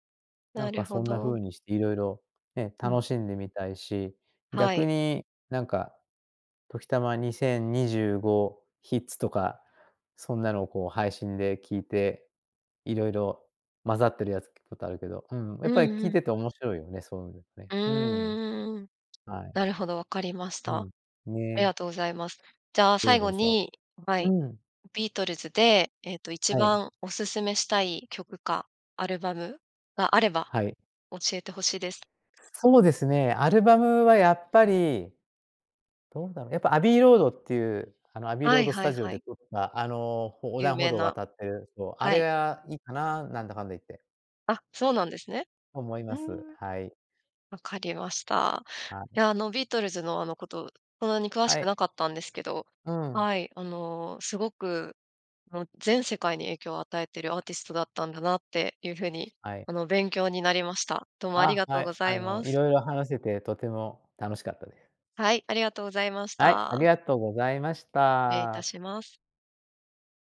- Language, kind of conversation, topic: Japanese, podcast, 一番影響を受けたアーティストはどなたですか？
- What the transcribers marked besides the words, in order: none